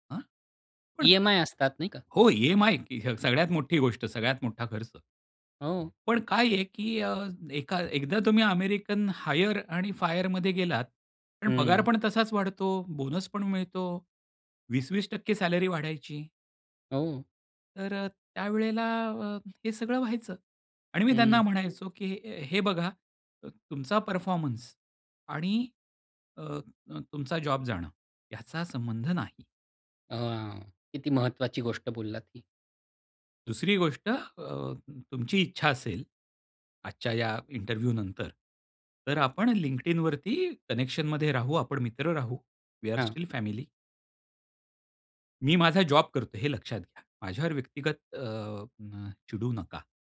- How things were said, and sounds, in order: tapping; other background noise; in English: "हायर"; in English: "फायरमध्ये"; in English: "इंटरव्ह्यू"; in English: "वी आर स्टिल फॅमिली"
- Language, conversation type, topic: Marathi, podcast, नकार देताना तुम्ही कसे बोलता?